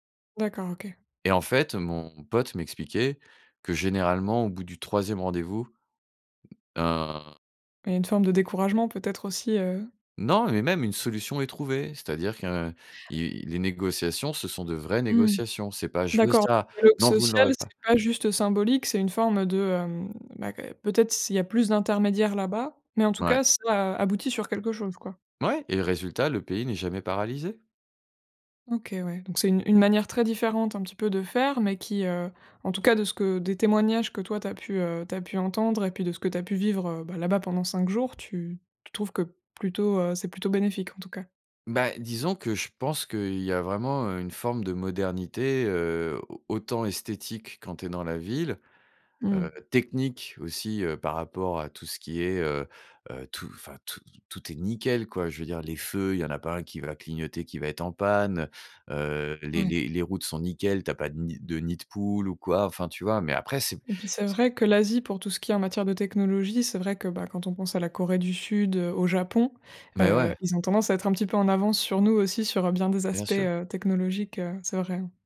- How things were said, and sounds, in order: other noise; unintelligible speech; other background noise
- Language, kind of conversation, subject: French, podcast, Quel voyage a bouleversé ta vision du monde ?